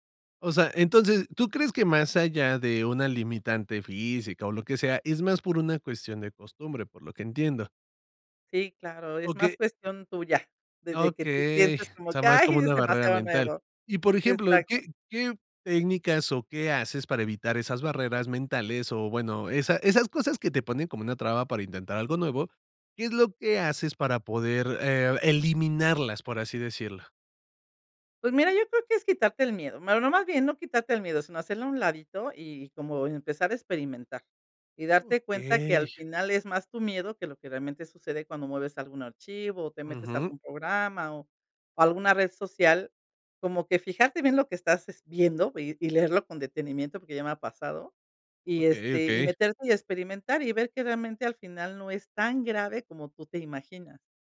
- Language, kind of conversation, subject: Spanish, podcast, ¿Qué opinas de aprender por internet hoy en día?
- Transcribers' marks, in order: none